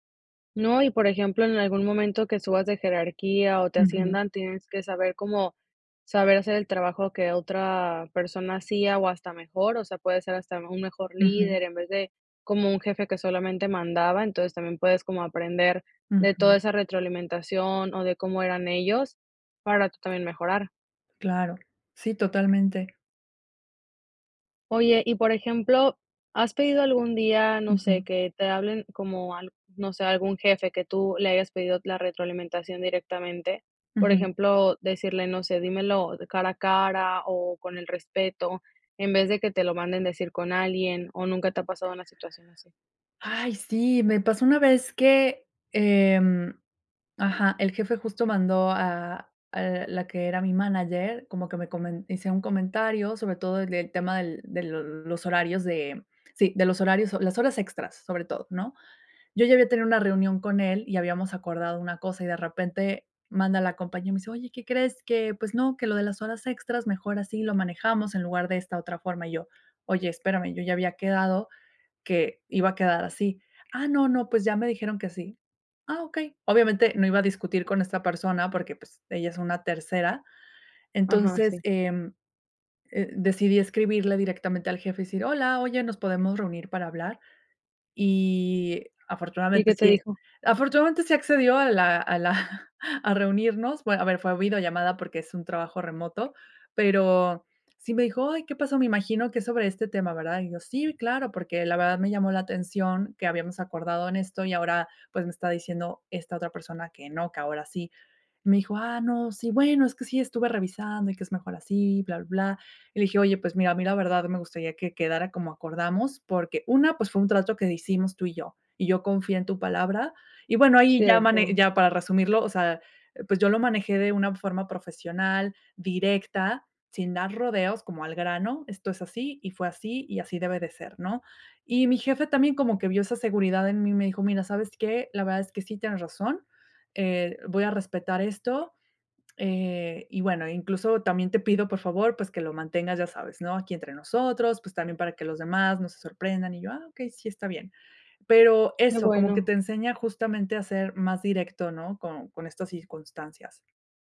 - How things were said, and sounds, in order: tapping; chuckle
- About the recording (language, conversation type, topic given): Spanish, podcast, ¿Cómo manejas la retroalimentación difícil sin tomártela personal?